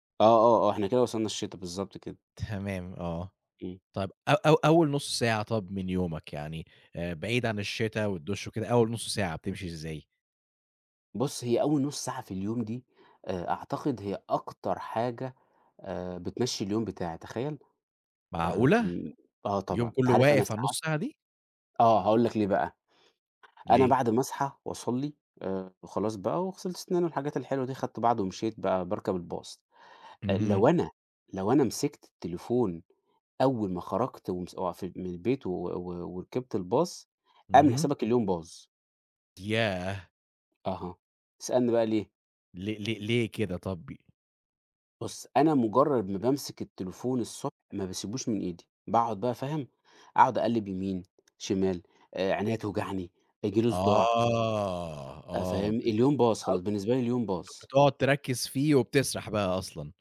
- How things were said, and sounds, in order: in English: "الbus"; tapping; drawn out: "آه"; unintelligible speech
- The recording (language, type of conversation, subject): Arabic, podcast, إيه روتينك الصبح عشان تعتني بنفسك؟